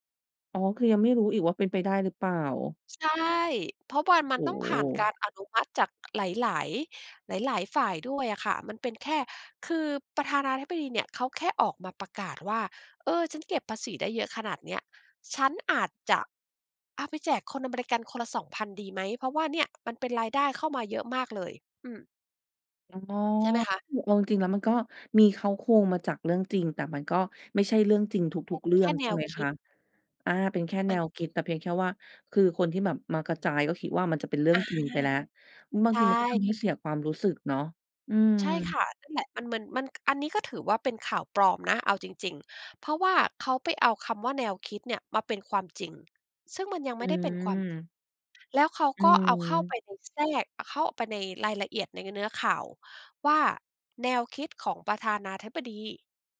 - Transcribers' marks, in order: other background noise
- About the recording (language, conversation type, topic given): Thai, podcast, เวลาเจอข่าวปลอม คุณทำอะไรเป็นอย่างแรก?